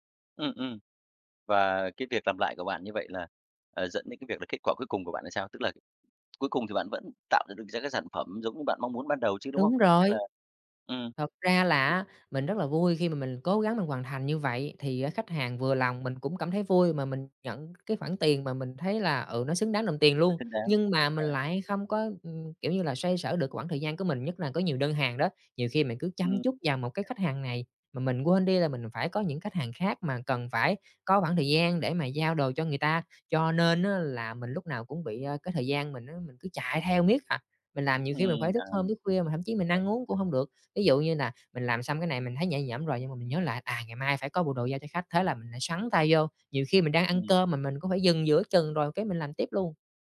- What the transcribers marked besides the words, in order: tapping; other background noise; unintelligible speech; unintelligible speech
- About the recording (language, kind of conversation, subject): Vietnamese, advice, Làm thế nào để vượt qua tính cầu toàn khiến bạn không hoàn thành công việc?